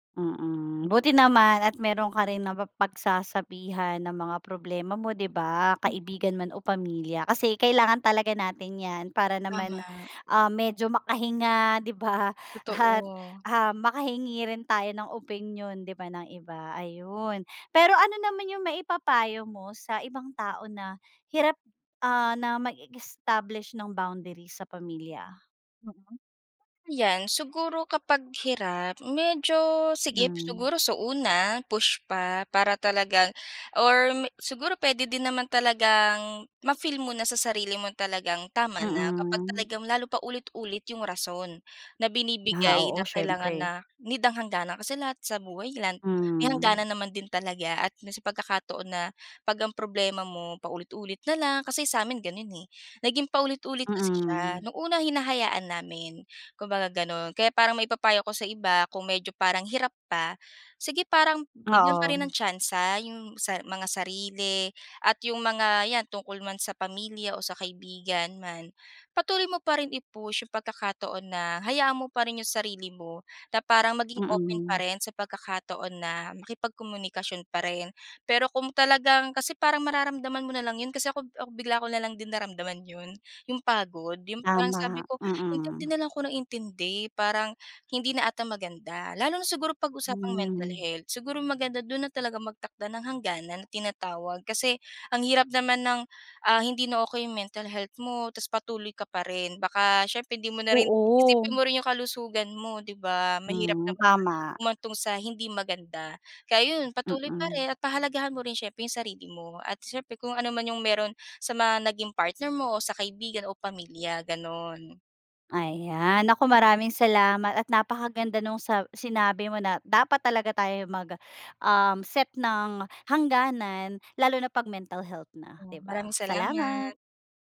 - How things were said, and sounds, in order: gasp; gasp; gasp; unintelligible speech; gasp
- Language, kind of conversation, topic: Filipino, podcast, Ano ang ginagawa mo kapag kailangan mong ipaglaban ang personal mong hangganan sa pamilya?